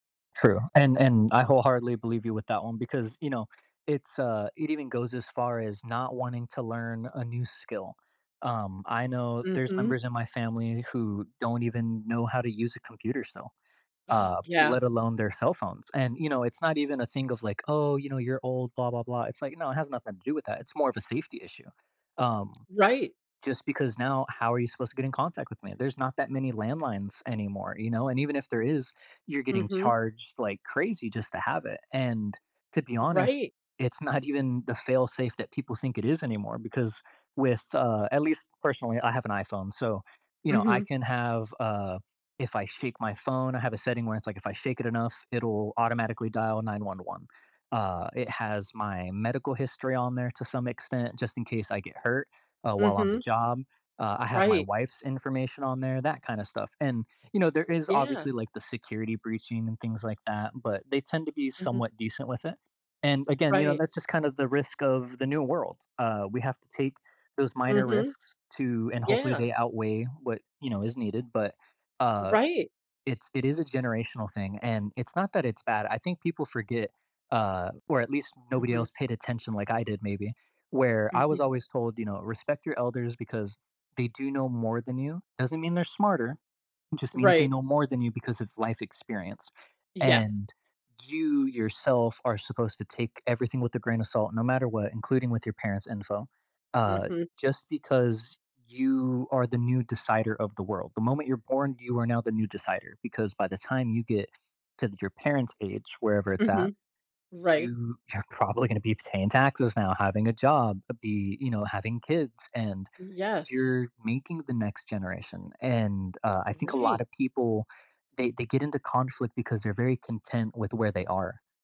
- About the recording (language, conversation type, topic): English, unstructured, How do you handle conflicts with family members?
- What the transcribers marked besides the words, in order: gasp; other background noise